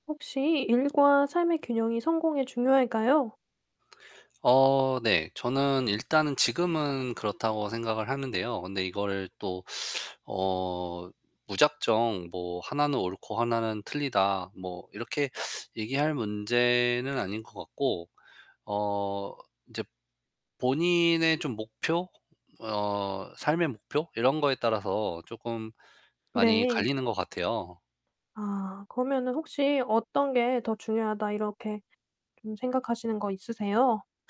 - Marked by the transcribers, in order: other background noise
- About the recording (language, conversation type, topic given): Korean, podcast, 일과 삶의 균형은 성공에 중요할까요?